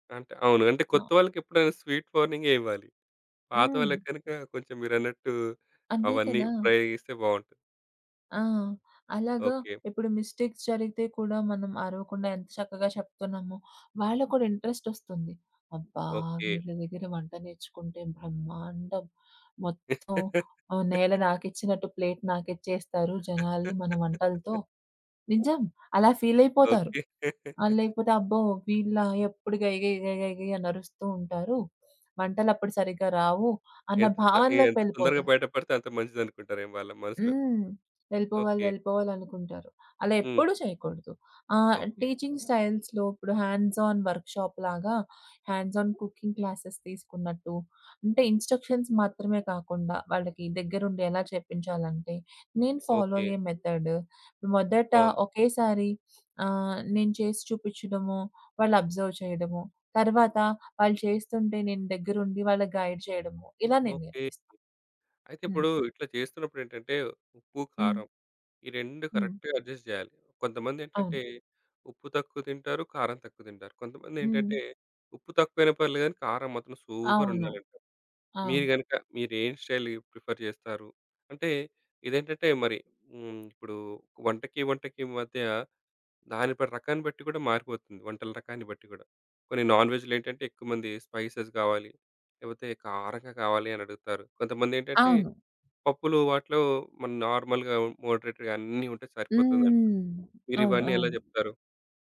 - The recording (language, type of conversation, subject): Telugu, podcast, కుటుంబంలో కొత్తగా చేరిన వ్యక్తికి మీరు వంట ఎలా నేర్పిస్తారు?
- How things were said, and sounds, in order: in English: "మిస్టేక్స్"; laugh; in English: "ప్లేట్"; laugh; laugh; other background noise; in English: "టీచింగ్ స్టైల్స్‌లో"; in English: "హ్యాండ్స్ ఆన్ వర్క్ షాప్‌లాగా, హ్యాండ్స్ ఆన్ కుకింగ్ క్లాసెస్"; in English: "ఇన్‌స్ట్రక్షన్స్"; in English: "ఫాలో"; in English: "అబ్జర్వ్"; in English: "గైడ్"; in English: "కరెక్ట్‌గా అడ్జస్ట్"; in English: "సూపర్"; in English: "స్టైల్ ప్రిఫర్"; in English: "నాన్‌వెజ్‌లో"; in English: "స్పైసెస్"; in English: "నార్మల్‌గా మోడరేట్‌గా"